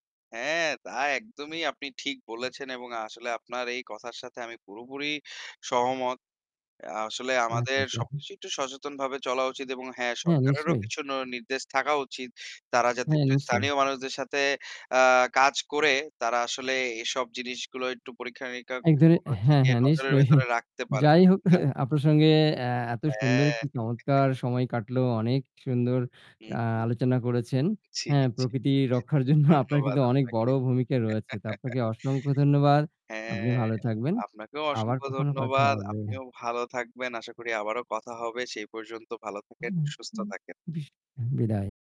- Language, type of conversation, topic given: Bengali, unstructured, আপনার কি মনে হয় পর্যটন অনেক সময় প্রকৃতির ক্ষতি করে?
- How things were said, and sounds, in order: laughing while speaking: "আচ্ছা, আচ্ছা"; laughing while speaking: "নিশ্চয়ই"; other noise; laughing while speaking: "জি, জি"; laughing while speaking: "রক্ষার জন্য"; chuckle; chuckle; unintelligible speech